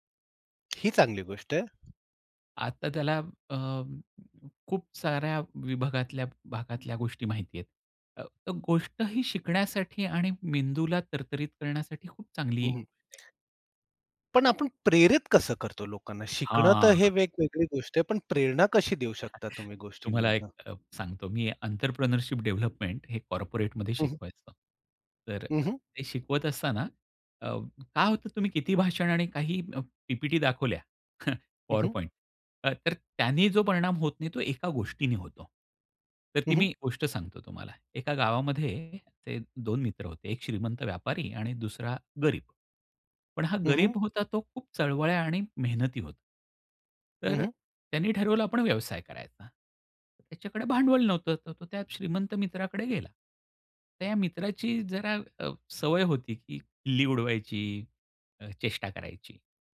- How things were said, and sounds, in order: other background noise; other noise; tapping; unintelligible speech; unintelligible speech; in English: "एंटरप्रेन्योरशिप डेव्हलपमेंट"; in English: "कॉर्पोरेटमध्ये"; chuckle
- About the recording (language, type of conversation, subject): Marathi, podcast, लोकांना प्रेरणा देणारी कथा तुम्ही कशी सांगता?